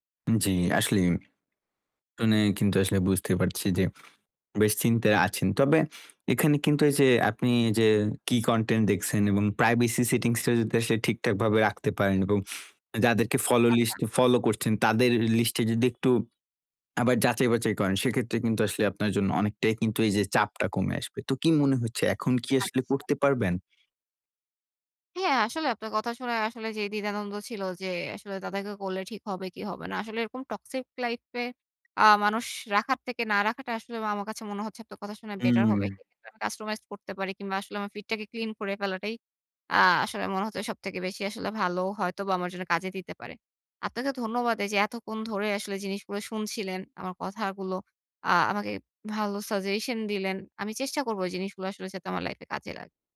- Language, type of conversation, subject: Bengali, advice, সামাজিক মাধ্যমে নিখুঁত জীবন দেখানোর ক্রমবর্ধমান চাপ
- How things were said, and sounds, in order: other background noise; unintelligible speech; in English: "customized"